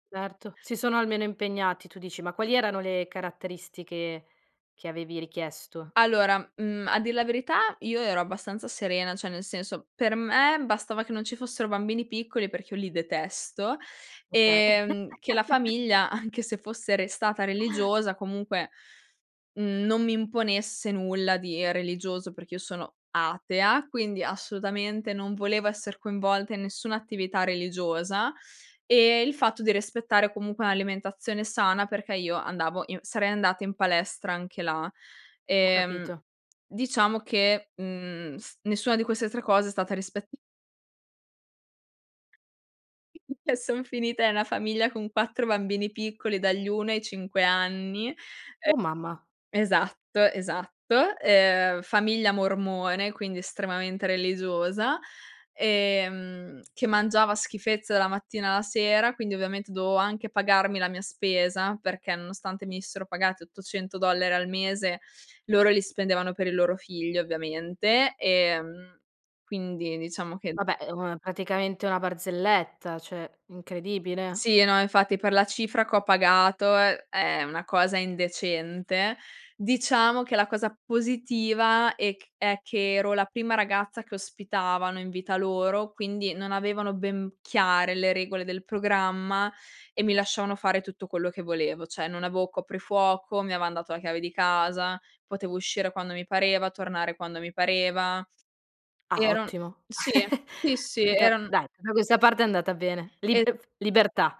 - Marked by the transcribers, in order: chuckle; laughing while speaking: "anche se"; chuckle; other background noise; chuckle; laughing while speaking: "Eh, son finita"; "dovevo" said as "dovoo"; chuckle
- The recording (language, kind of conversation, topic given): Italian, podcast, Qual è stato il tuo primo periodo lontano da casa?